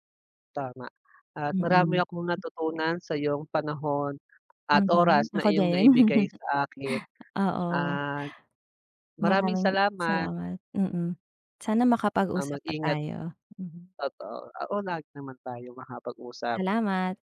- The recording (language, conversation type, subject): Filipino, unstructured, Ano ang mga simpleng bagay na nagpapasaya sa iyo araw-araw?
- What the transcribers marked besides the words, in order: chuckle; drawn out: "at"